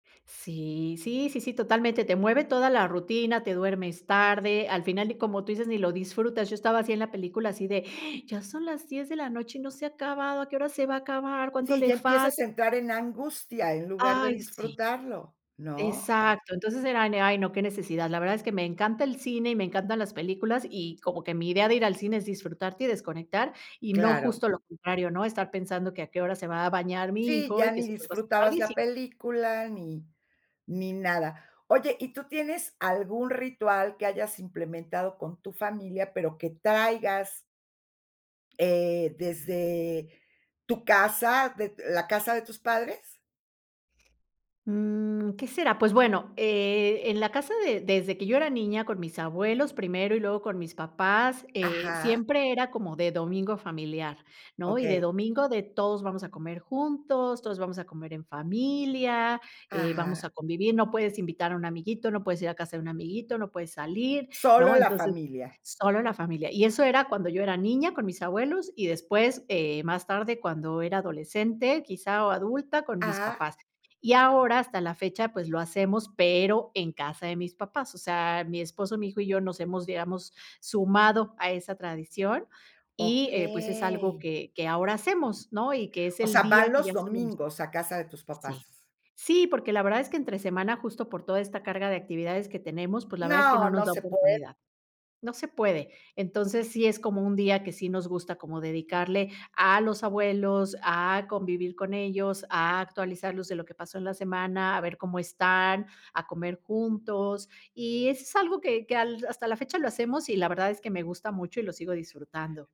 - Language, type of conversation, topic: Spanish, podcast, ¿Qué rituales compartes con tu familia cada día?
- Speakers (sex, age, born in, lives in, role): female, 45-49, Mexico, Mexico, guest; female, 60-64, Mexico, Mexico, host
- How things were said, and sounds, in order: tapping